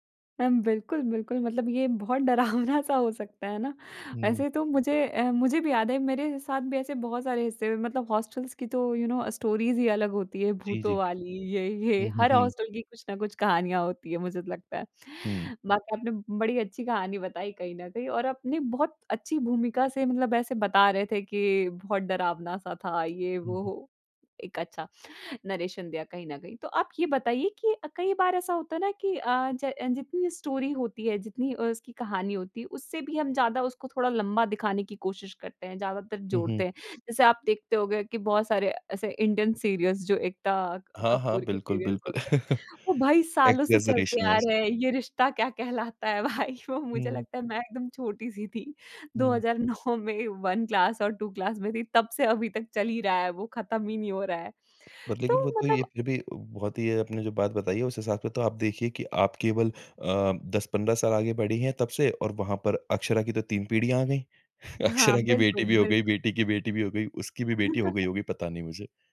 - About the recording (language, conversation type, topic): Hindi, podcast, यादगार घटना सुनाने की शुरुआत आप कैसे करते हैं?
- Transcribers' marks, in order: laughing while speaking: "डरावना-सा हो सकता है ना?"; in English: "हॉस्टल्स"; in English: "यू नो स्टोरीज़"; tapping; laughing while speaking: "ये"; in English: "हॉस्टल"; in English: "नैरेशन"; in English: "स्टोरी"; in English: "इंडियन सीरियल्स"; in English: "सीरियल्स"; chuckle; in English: "एग्ज़ैजरेशन येस"; laughing while speaking: "कहलाता"; laughing while speaking: "भाई"; chuckle; in English: "वन क्लास"; in English: "टू क्लास"; chuckle; chuckle